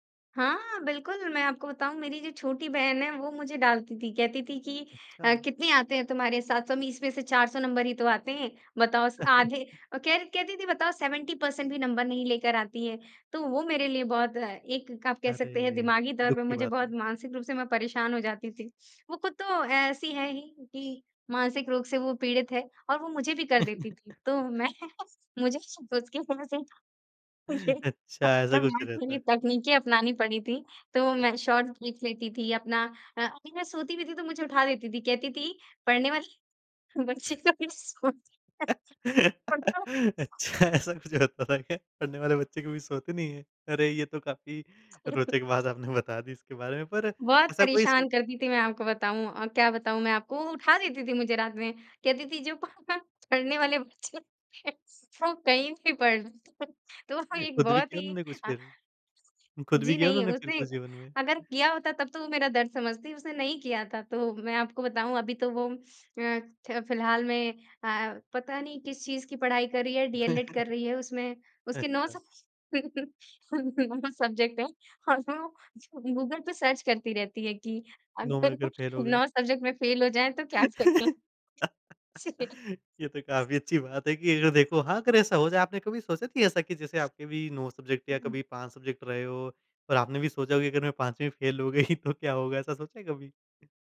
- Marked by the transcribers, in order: chuckle; in English: "नंबर"; in English: "नंबर"; chuckle; chuckle; laughing while speaking: "मैं मुझे उसके वज़ह से … अपनानी पड़ी थी"; tapping; in English: "शॉर्ट्स"; laughing while speaking: "पढ़ने वाले बच्चे कभी सोते नहीं"; laugh; laughing while speaking: "अच्छा ऐसा कुछ होता था … आपने बता दी"; chuckle; laughing while speaking: "जो पह पढ़ने वाले बच्चे … एक बहुत ही"; chuckle; chuckle; laughing while speaking: "उसके नौ सब सब्जेक्ट हैं"; in English: "सब सब्जेक्ट"; in English: "सर्च"; laughing while speaking: "अगर"; in English: "सब्जेक्ट"; in English: "फ़ेल"; in English: "फ़ेल"; laugh; laughing while speaking: "ये तो काफ़ी अच्छी बात है"; chuckle; in English: "सब्जेक्ट"; in English: "सब्जेक्ट"; in English: "फ़ेल"; laughing while speaking: "गई तो क्या होगा? ऐसा"
- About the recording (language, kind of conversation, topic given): Hindi, podcast, आप परीक्षा के दबाव को कैसे संभालते हैं?